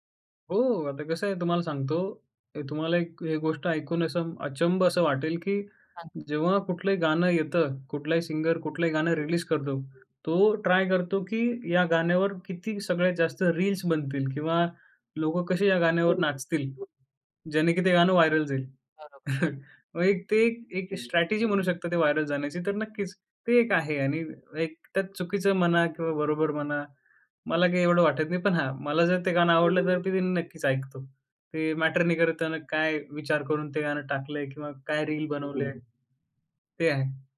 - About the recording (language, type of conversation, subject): Marathi, podcast, सोशल मीडियामुळे तुमच्या संगीताच्या आवडीमध्ये कोणते बदल झाले?
- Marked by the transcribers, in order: in English: "सिंगर"; in English: "रिलीज"; in English: "ट्राय"; other background noise; in English: "व्हायरल"; chuckle; in English: "स्ट्रॅटेजी"; in English: "व्हायरल"; in English: "मॅटर"; in English: "रील"